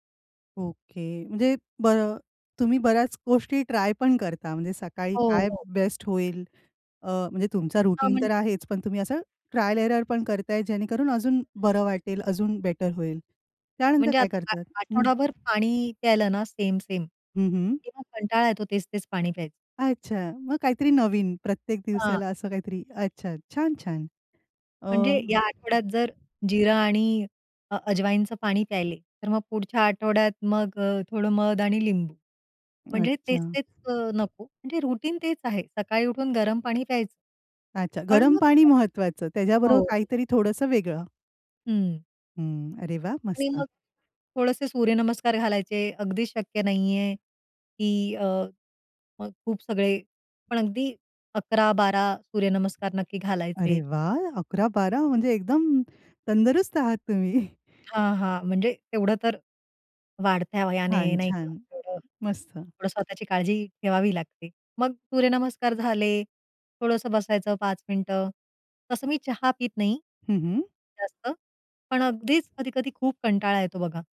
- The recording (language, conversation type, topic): Marathi, podcast, सकाळी तुमची दिनचर्या कशी असते?
- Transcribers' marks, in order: in English: "रुटीन"; in English: "ट्रायल एरर"; other noise; tapping; in English: "रुटीन"; unintelligible speech; surprised: "अरे वाह!"; laughing while speaking: "तुम्ही"; chuckle; unintelligible speech